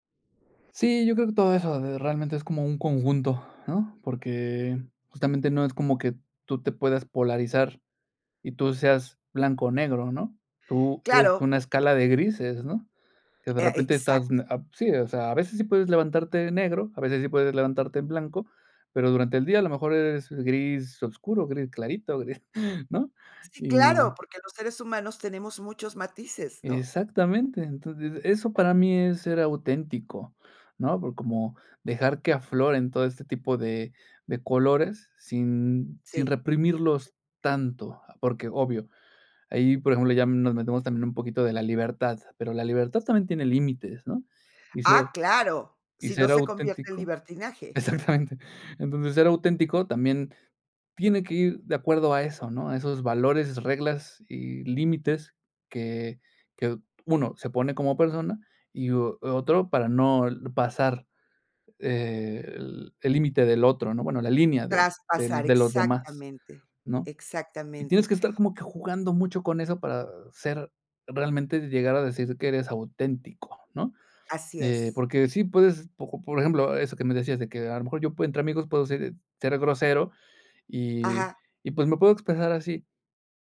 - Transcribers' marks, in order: giggle; laughing while speaking: "Exactamente"
- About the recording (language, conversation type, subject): Spanish, podcast, ¿Qué significa para ti ser auténtico al crear?